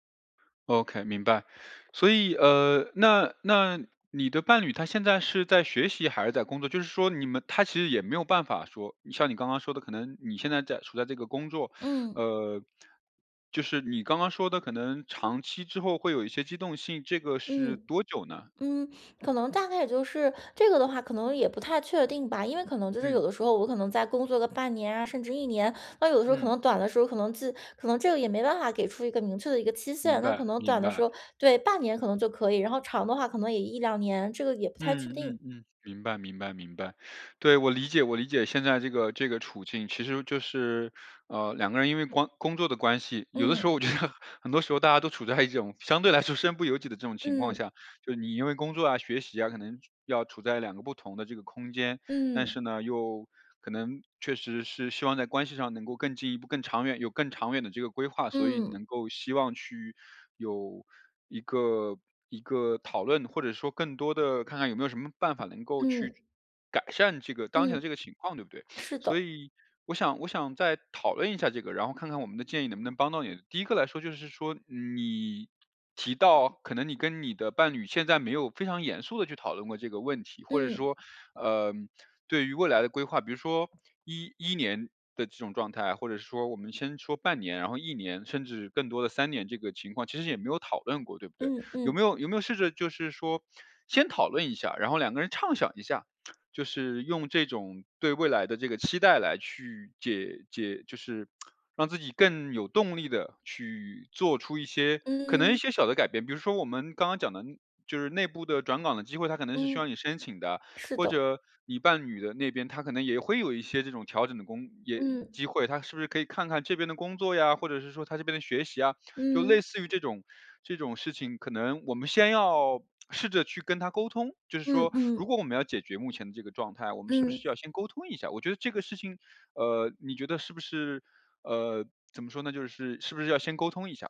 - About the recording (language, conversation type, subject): Chinese, advice, 我们如何在关系中共同明确未来的期望和目标？
- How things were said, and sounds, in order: tapping; other background noise; laughing while speaking: "我觉得"; laughing while speaking: "一种"; laughing while speaking: "说"; lip smack